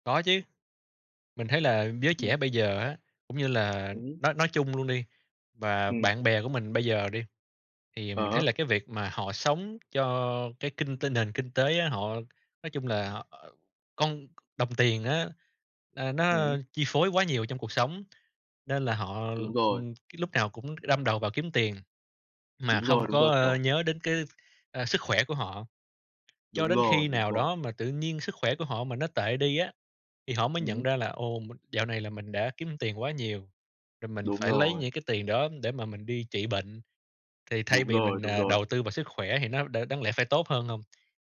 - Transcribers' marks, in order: tapping; other background noise
- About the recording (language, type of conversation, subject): Vietnamese, unstructured, Bạn nghĩ sao về việc ngày càng nhiều người trẻ bỏ thói quen tập thể dục hằng ngày?